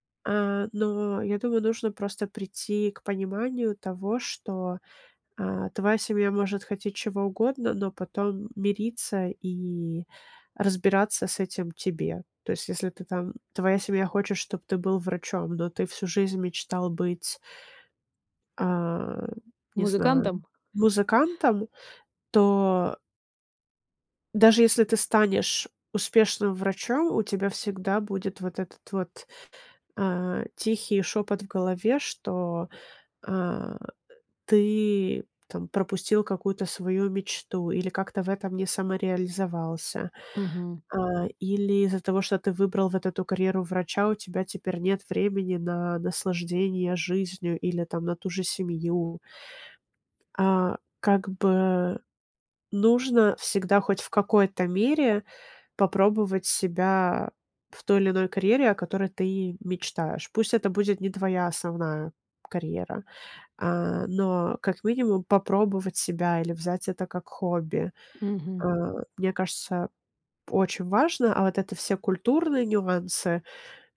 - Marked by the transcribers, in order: tapping
- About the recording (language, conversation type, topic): Russian, podcast, Как вы выбираете между семьёй и карьерой?